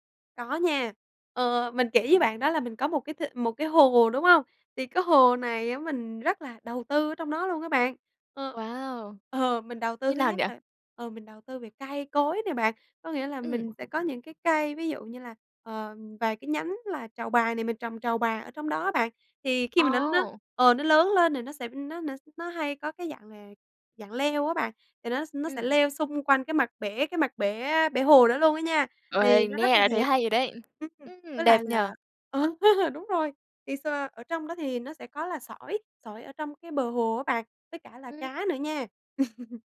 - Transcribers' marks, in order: laughing while speaking: "Ờ"; tapping; laughing while speaking: "ờ"; laugh
- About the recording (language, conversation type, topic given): Vietnamese, podcast, Làm sao để tạo một góc thiên nhiên nhỏ để thiền giữa thành phố?